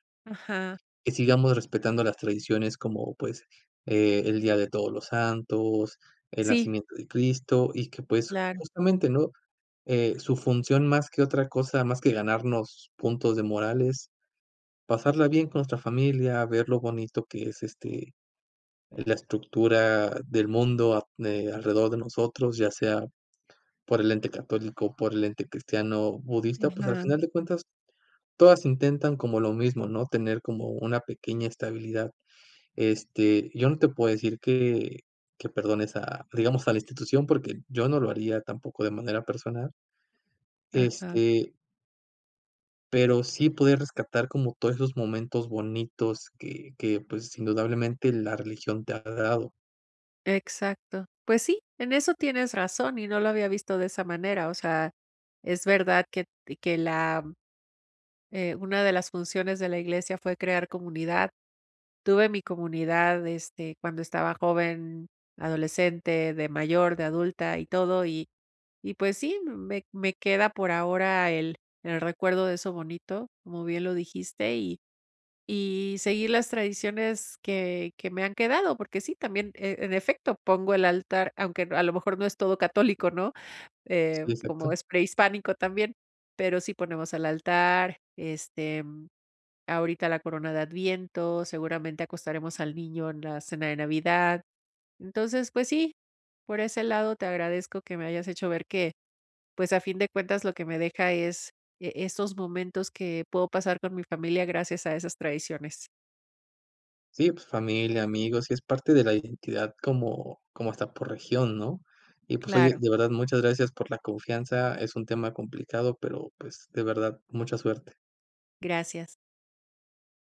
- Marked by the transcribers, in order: tapping
- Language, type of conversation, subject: Spanish, advice, ¿Cómo puedo afrontar una crisis espiritual o pérdida de fe que me deja dudas profundas?